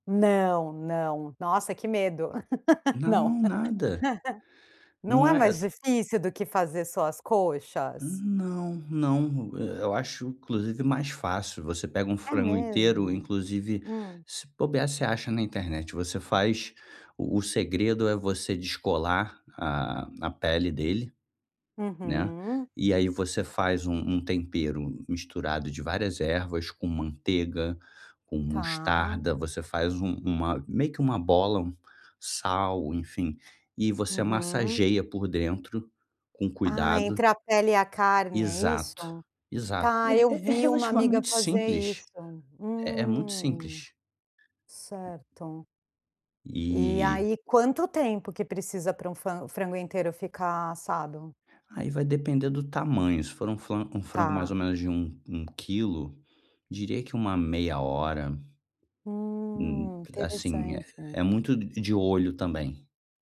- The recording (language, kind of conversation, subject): Portuguese, advice, Como posso me sentir mais seguro ao cozinhar pratos novos?
- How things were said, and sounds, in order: laugh; tapping